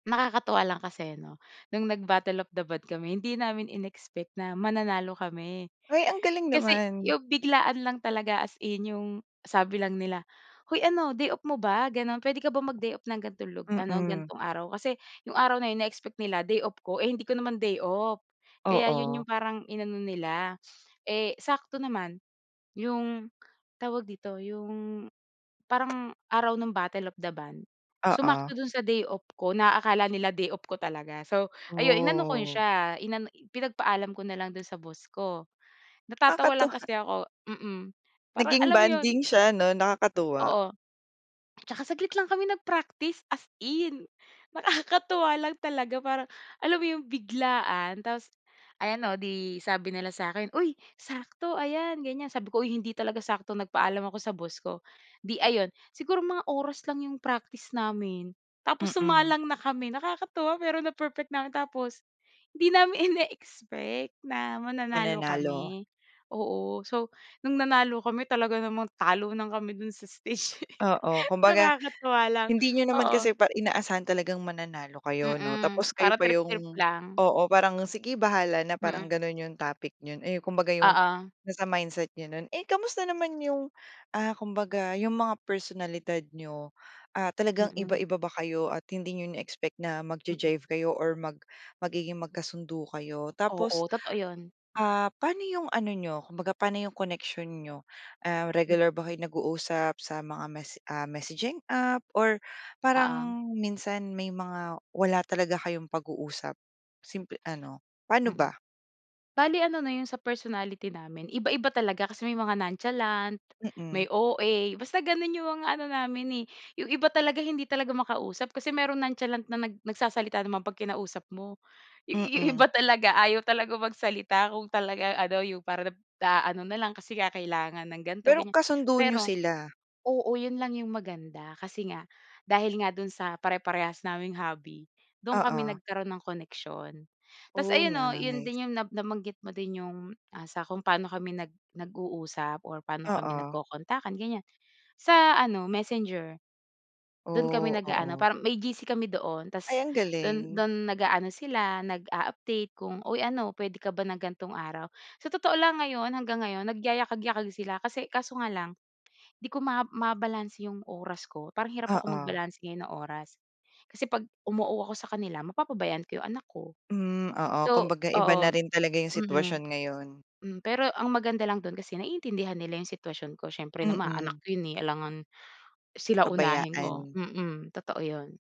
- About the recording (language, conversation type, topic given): Filipino, podcast, Nakakilala ka ba ng bagong kaibigan dahil sa libangan mo?
- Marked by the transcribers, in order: sniff; other background noise; drawn out: "Oh"; tapping; joyful: "Nakakatuwa"; laughing while speaking: "stage"; chuckle